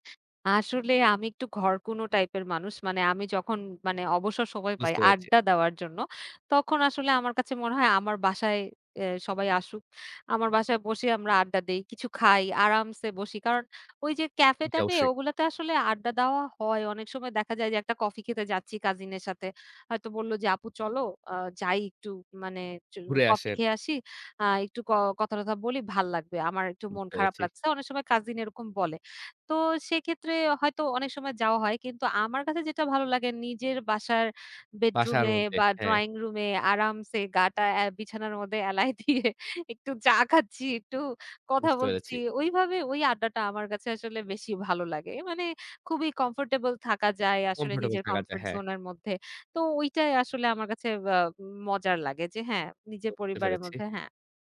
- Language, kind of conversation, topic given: Bengali, podcast, আপনি কোন ধরনের আড্ডা সবচেয়ে বেশি উপভোগ করেন, আর কেন?
- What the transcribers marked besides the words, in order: other background noise; laughing while speaking: "এলায় দিয়ে একটু চা খাচ্ছি, একটু কথা বলছি"